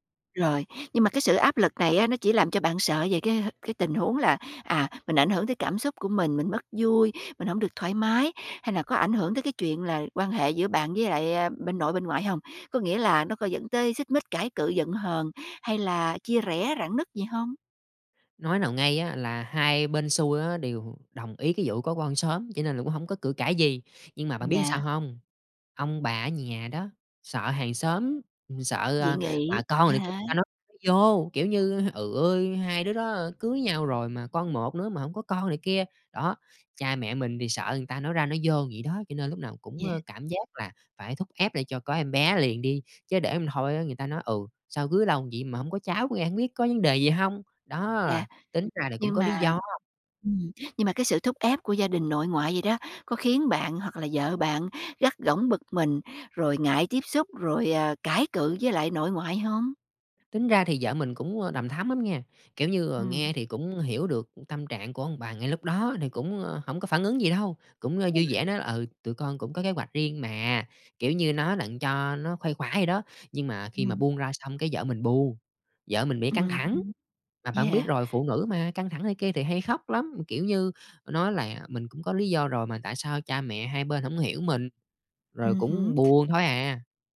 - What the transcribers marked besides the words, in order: tapping; "Trời ơi" said as "ừ ưi"; other background noise
- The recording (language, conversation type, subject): Vietnamese, advice, Bạn cảm thấy thế nào khi bị áp lực phải có con sau khi kết hôn?